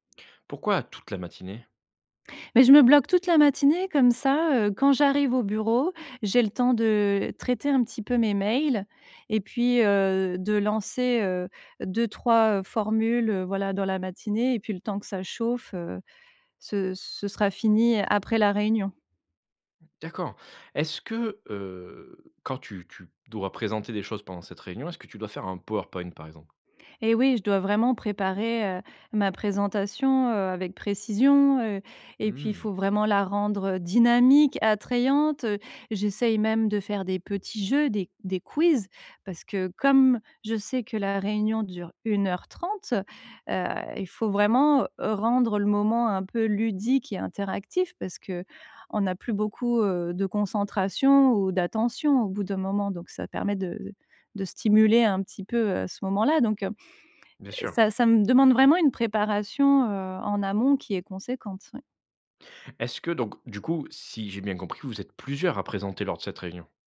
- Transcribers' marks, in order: drawn out: "Mmh"
- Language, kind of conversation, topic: French, advice, Comment puis-je éviter que des réunions longues et inefficaces ne me prennent tout mon temps ?